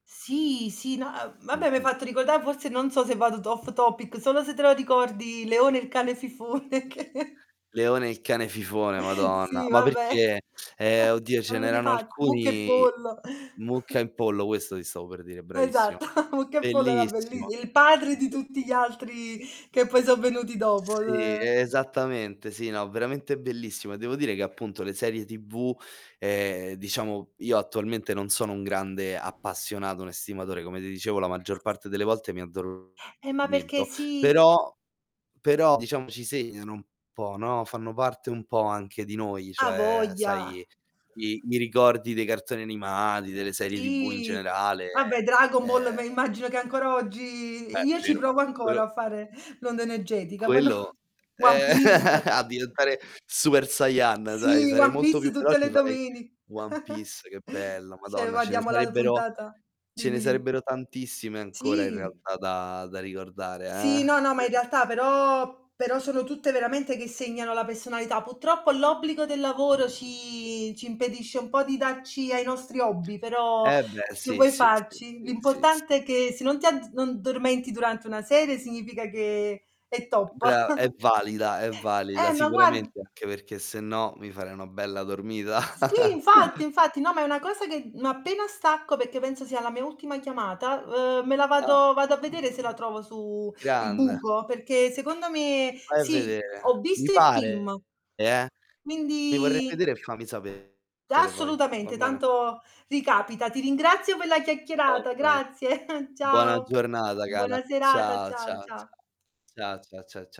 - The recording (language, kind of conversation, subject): Italian, unstructured, Qual è la tua serie televisiva preferita e perché?
- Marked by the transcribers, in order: static; in English: "off topic"; laughing while speaking: "fifone che"; chuckle; chuckle; chuckle; unintelligible speech; other background noise; distorted speech; drawn out: "Sì"; drawn out: "oggi"; chuckle; laughing while speaking: "no?"; chuckle; "cioè" said as "ceh"; "guardiamo" said as "guaddiamo"; unintelligible speech; "personalità" said as "pessonalità"; "Purtroppo" said as "puttroppo"; drawn out: "ci"; chuckle; chuckle; tapping; drawn out: "quindi"; chuckle